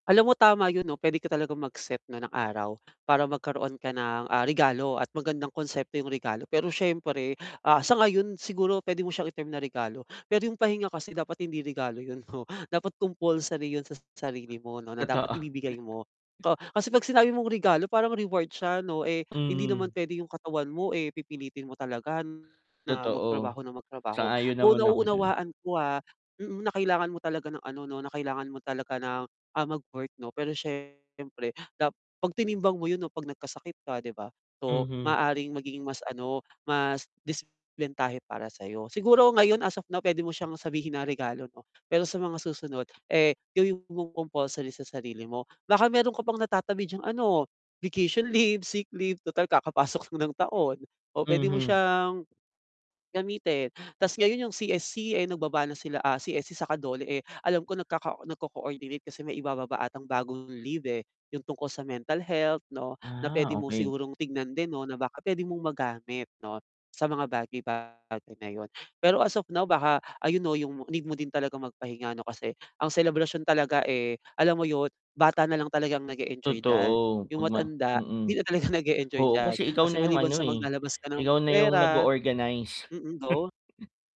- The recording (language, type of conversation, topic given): Filipino, advice, Bakit ako pagod at naburnout pagkatapos ng mga selebrasyon?
- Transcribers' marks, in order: other background noise; in English: "compulsory"; chuckle; static; distorted speech; in English: "compulsory"; laughing while speaking: "leave"; chuckle